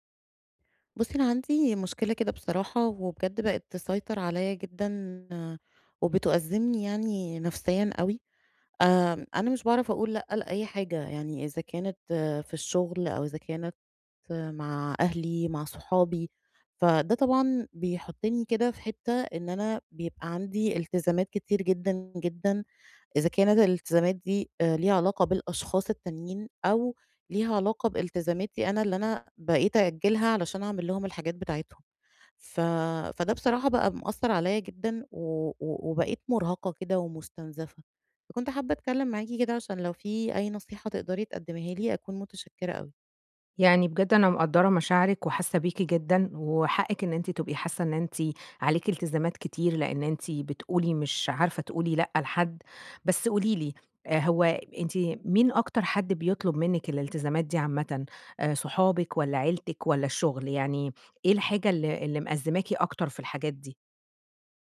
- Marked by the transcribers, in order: none
- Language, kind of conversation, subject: Arabic, advice, إزاي أتعامل مع زيادة الالتزامات عشان مش بعرف أقول لأ؟